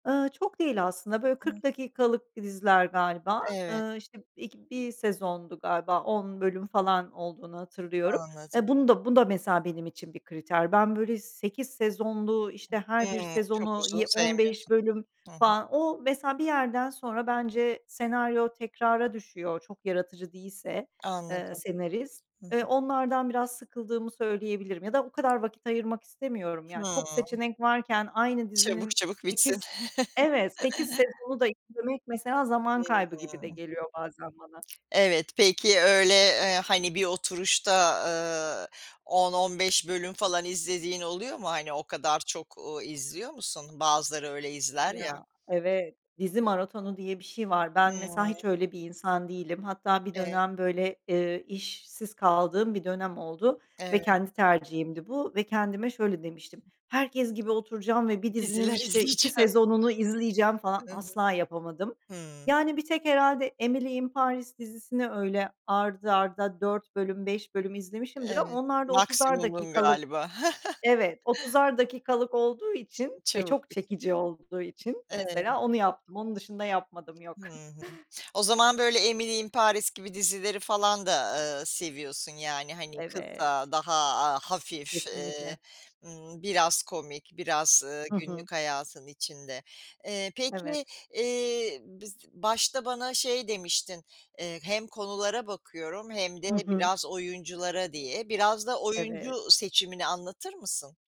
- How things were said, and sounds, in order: other background noise; unintelligible speech; chuckle; laughing while speaking: "Diziler izleyeceğim"; tapping; chuckle; chuckle
- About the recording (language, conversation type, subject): Turkish, podcast, Dizi seçerken nelere dikkat edersin, bize örneklerle anlatır mısın?